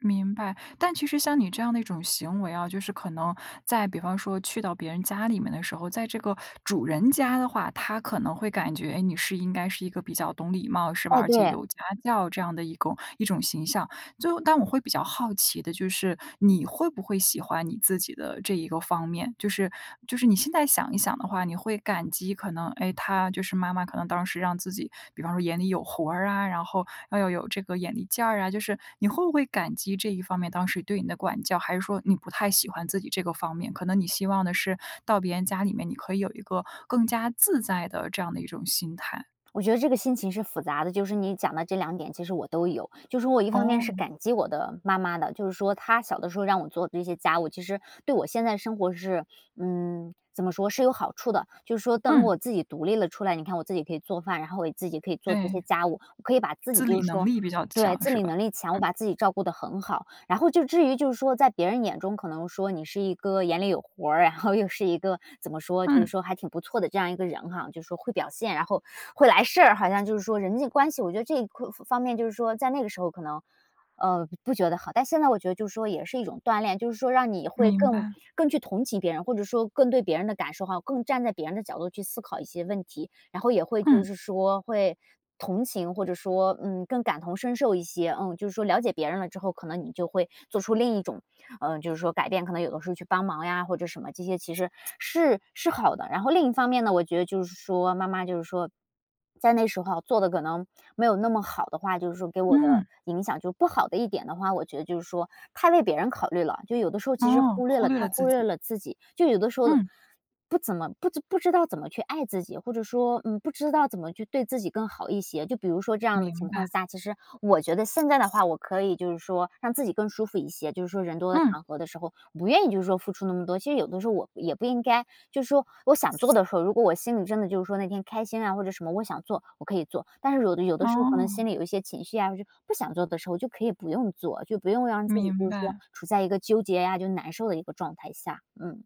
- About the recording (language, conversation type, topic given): Chinese, podcast, 你觉得父母的管教方式对你影响大吗？
- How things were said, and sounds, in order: laughing while speaking: "后"; other background noise